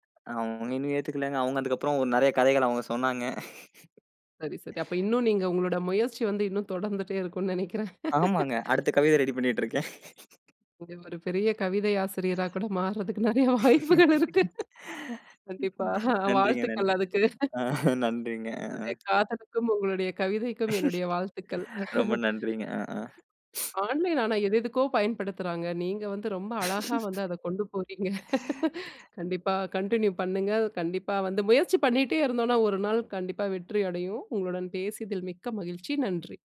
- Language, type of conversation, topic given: Tamil, podcast, ஆன்லைனில் தவறாகப் புரிந்துகொள்ளப்பட்டால் நீங்கள் என்ன செய்வீர்கள்?
- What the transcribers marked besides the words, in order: sad: "அவங்க இன்னும் ஏத்துக்கலங்க"; laugh; other background noise; laugh; laughing while speaking: "மாறுறதுக்கு நெறைய வாய்ப்புகள் இருக்கு. கண்டிப்பா. ஹா வாழ்த்துக்கள் அதுக்கு"; laugh; laughing while speaking: "ஆ நன்றிங்க"; laugh; tapping; breath; laugh; in English: "கன்டின்யூ"; trusting: "முயற்சி பண்ணிட்டே இருந்தோம்னா ஒரு நாள் கண்டிப்பா வெற்றி அடையும்"